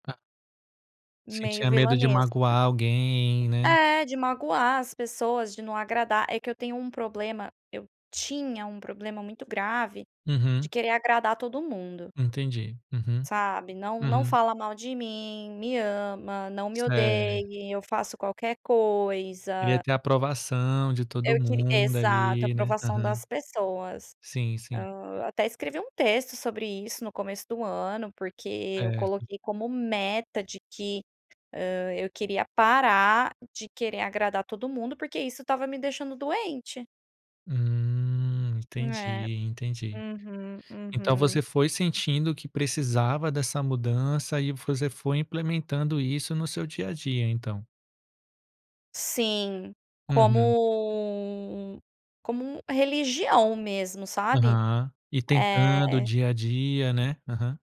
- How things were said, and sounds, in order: tapping
- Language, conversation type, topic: Portuguese, podcast, Como aprender a dizer não sem culpa?